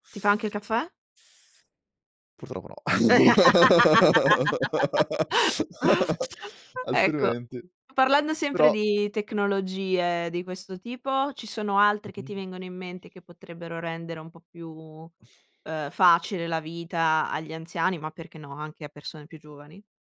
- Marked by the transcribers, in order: laugh; other background noise; laugh; other noise
- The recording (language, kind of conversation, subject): Italian, podcast, Quali tecnologie renderanno più facile la vita degli anziani?